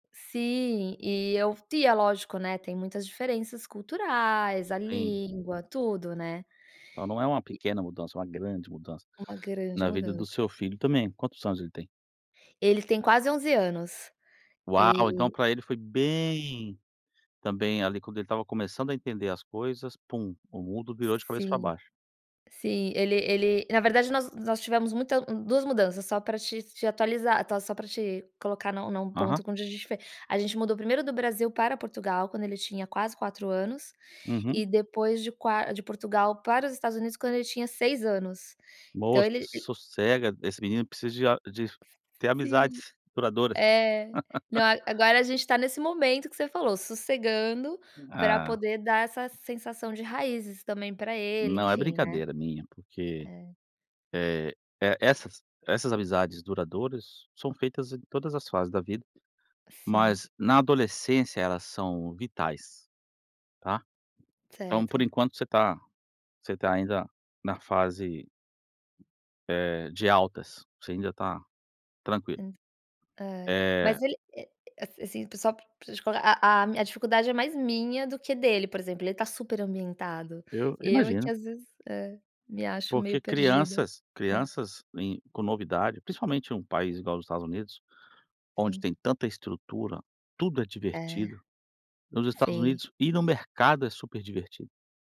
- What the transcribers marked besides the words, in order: other background noise; laugh; tapping
- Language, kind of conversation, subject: Portuguese, advice, Como você se sente quando tem a sensação de não pertencer, por diferenças culturais, no trabalho ou no bairro?